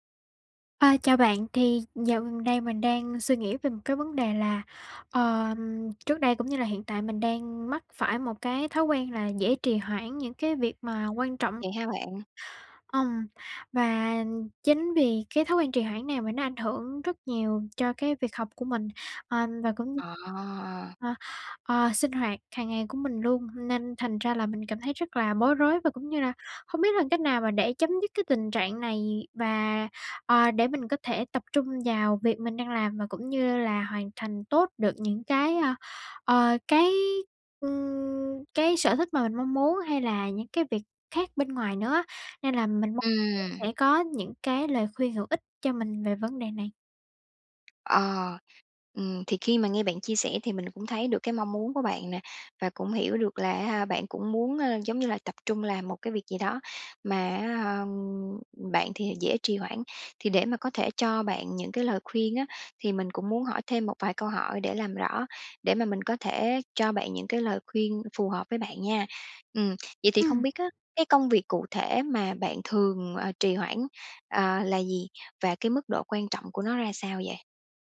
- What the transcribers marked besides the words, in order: other background noise; tapping
- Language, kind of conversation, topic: Vietnamese, advice, Làm thế nào để bỏ thói quen trì hoãn các công việc quan trọng?